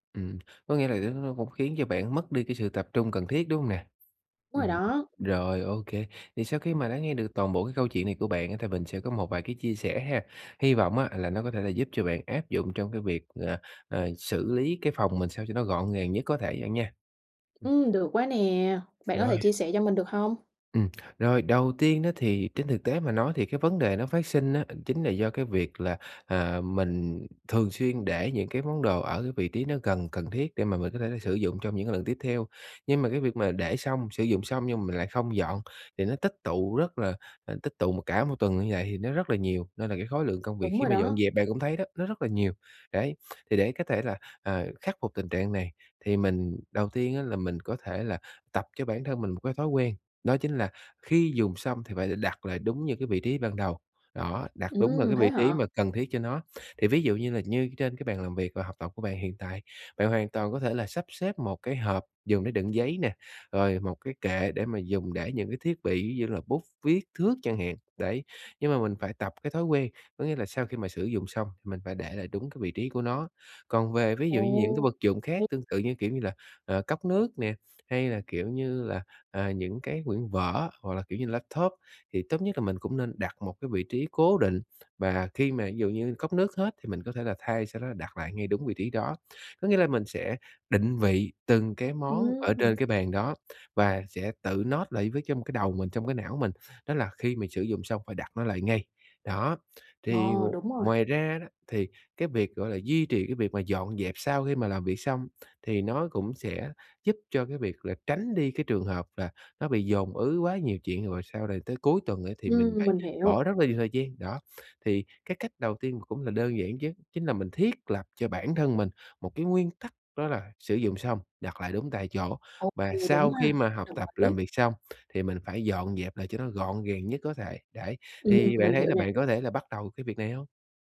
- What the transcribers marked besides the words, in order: tapping; in English: "note"
- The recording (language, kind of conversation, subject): Vietnamese, advice, Làm thế nào để duy trì thói quen dọn dẹp mỗi ngày?